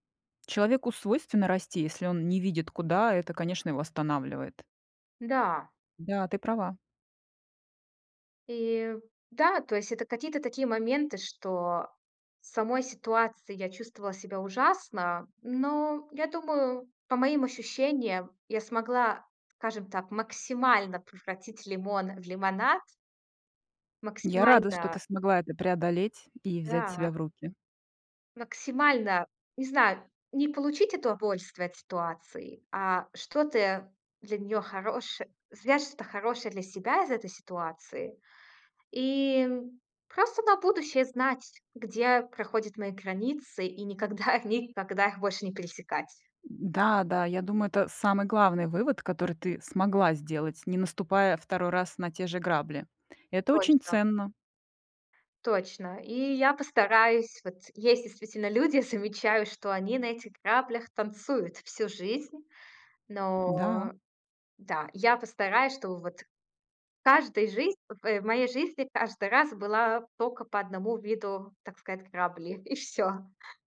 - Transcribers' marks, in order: stressed: "максимально"; laughing while speaking: "никогда"; laughing while speaking: "люди"; other background noise
- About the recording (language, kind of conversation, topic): Russian, podcast, Как понять, что пора менять работу?